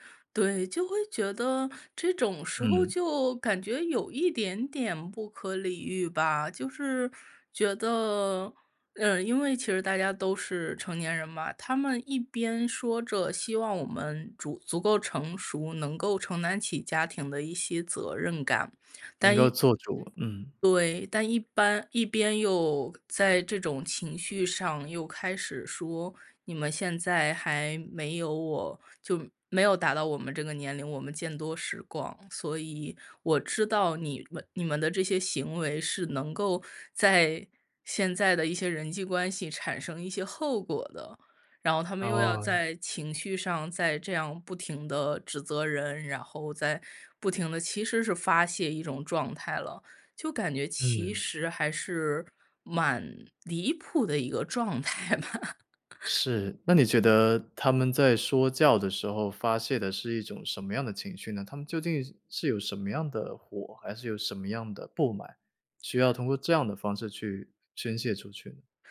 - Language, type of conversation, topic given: Chinese, podcast, 当被家人情绪勒索时你怎么办？
- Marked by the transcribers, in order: tapping; laughing while speaking: "态吧"; laugh; other background noise